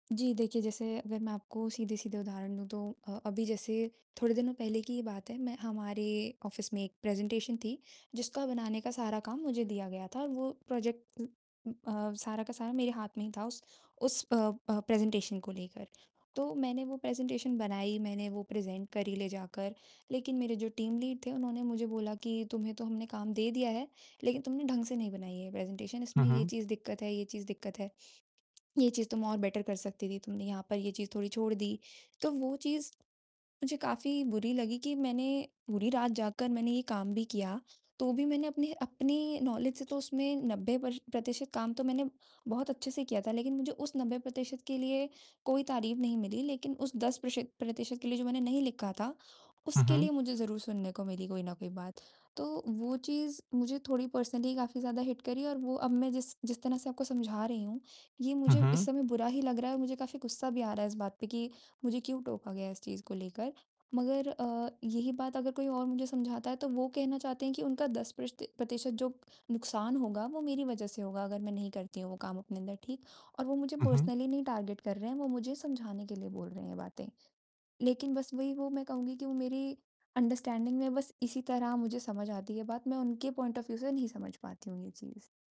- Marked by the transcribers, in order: distorted speech; in English: "ऑफिस"; in English: "प्रेज़ेंटेशन"; in English: "प्रोजेक्ट"; other noise; in English: "प्रेज़ेंटेशन"; in English: "प्रेज़ेंटेशन"; in English: "प्रेज़ेंट"; in English: "टीम लीड"; in English: "प्रेज़ेंटेशन"; in English: "बेटर"; in English: "नॉलेज"; in English: "पर्सनली"; in English: "हिट"; in English: "पर्सनली"; in English: "टार्गेट"; in English: "अंडरस्टैंडिंग"; in English: "पॉइंट ऑफ व्यू"
- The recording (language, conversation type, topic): Hindi, advice, आलोचना सुनकर मैं अक्सर निराश और गुस्सा क्यों हो जाता हूँ?